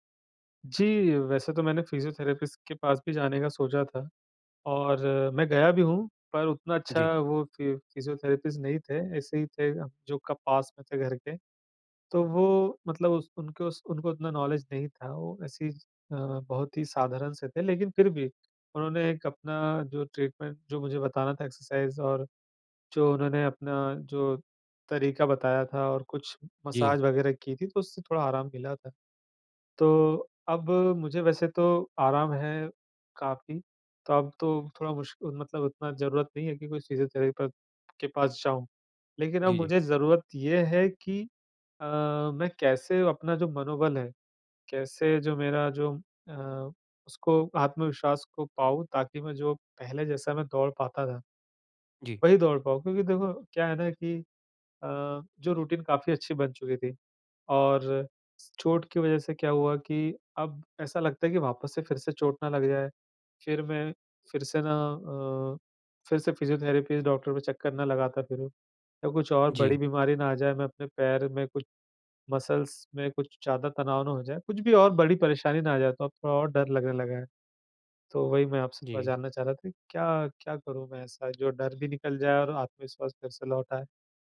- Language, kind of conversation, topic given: Hindi, advice, चोट के बाद मानसिक स्वास्थ्य को संभालते हुए व्यायाम के लिए प्रेरित कैसे रहें?
- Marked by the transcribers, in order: in English: "नॉलेज"; in English: "ट्रीटमेंट"; in English: "एक्सरसाइज़"; in English: "मसाज"; in English: "रूटीन"; in English: "मसल्स"